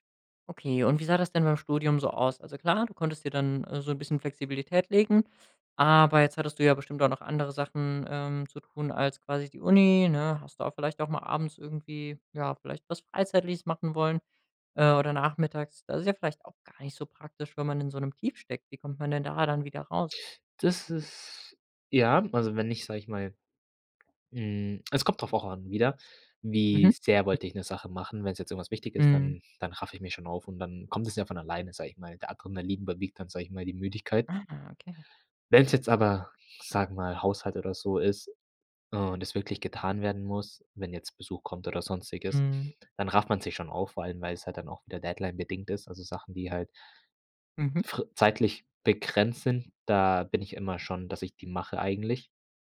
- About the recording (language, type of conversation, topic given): German, podcast, Wie gehst du mit Energietiefs am Nachmittag um?
- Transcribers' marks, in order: other background noise; other noise